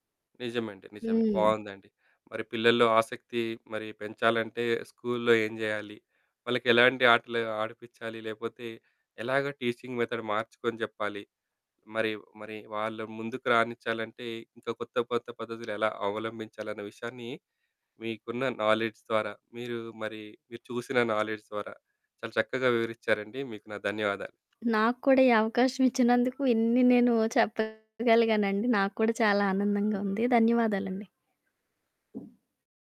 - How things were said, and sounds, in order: static; in English: "టీచింగ్ మెథడ్"; in English: "నాలెడ్జ్"; other background noise; in English: "నాలెడ్జ్"; distorted speech
- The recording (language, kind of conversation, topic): Telugu, podcast, పిల్లల్లో చదువుపై ఆసక్తి పెరగాలంటే పాఠశాలలు ఏమేమి చేయాలి?